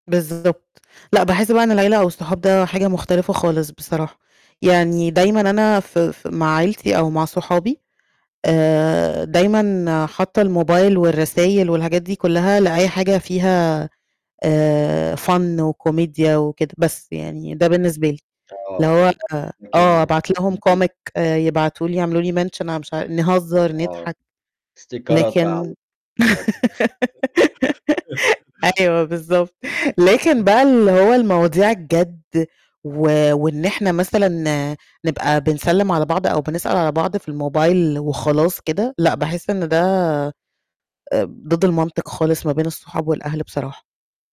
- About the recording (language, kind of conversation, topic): Arabic, podcast, بتحس إن الموبايل بيأثر على علاقاتك إزاي؟
- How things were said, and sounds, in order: distorted speech; in English: "fun"; in English: "comic"; in English: "ستيكرات"; in English: "mention"; giggle; chuckle; unintelligible speech; tapping